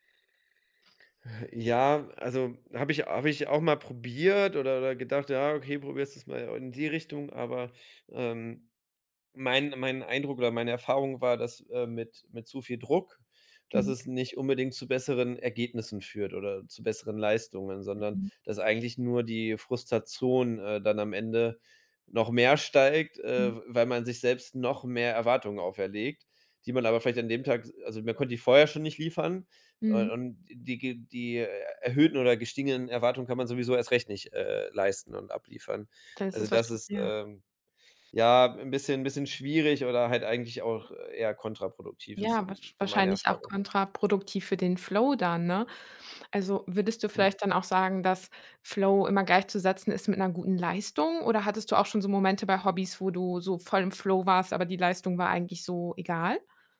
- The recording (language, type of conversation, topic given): German, podcast, Wie kommst du bei deinem Hobby in den Flow?
- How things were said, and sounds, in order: sigh; other background noise